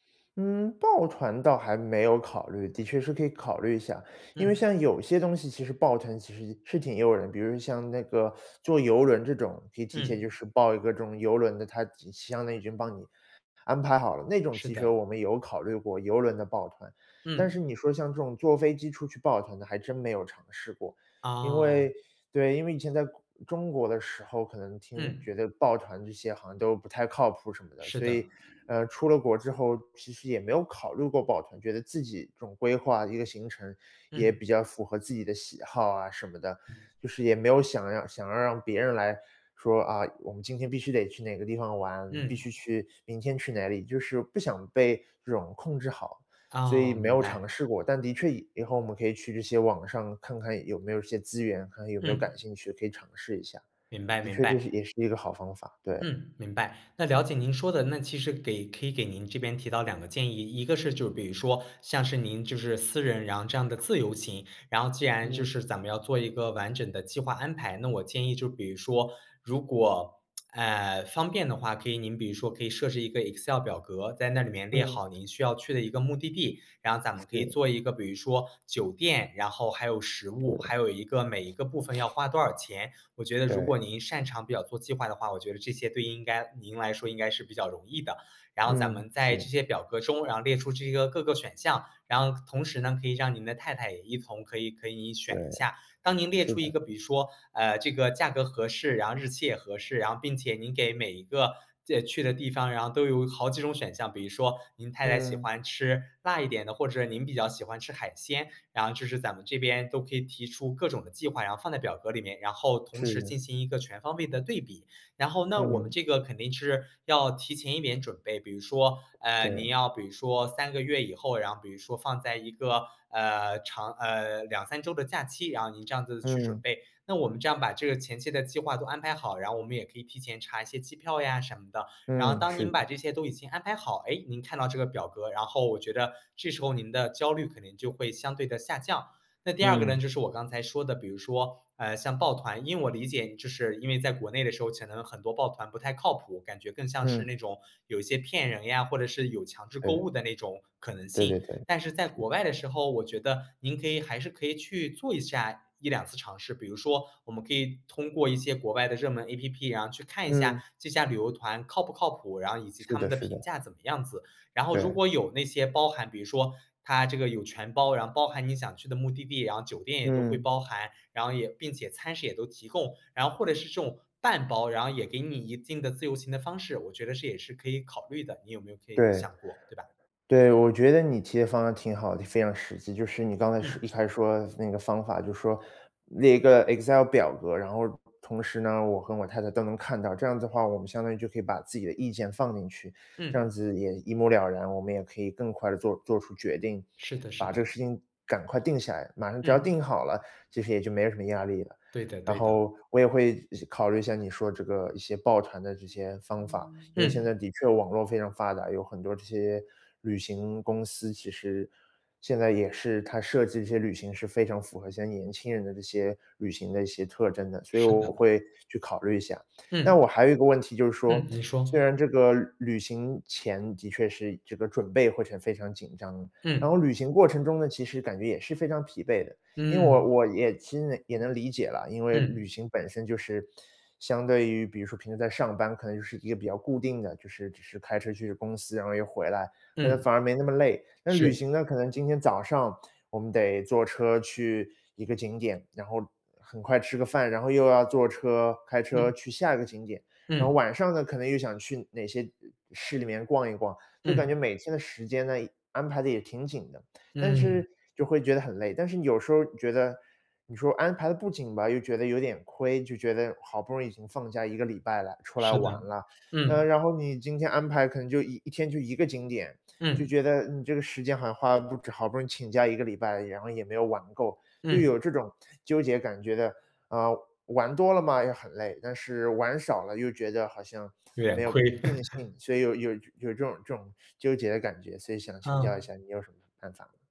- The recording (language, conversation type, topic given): Chinese, advice, 旅行时如何控制压力和焦虑？
- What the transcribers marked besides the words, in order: teeth sucking; other background noise; tsk; chuckle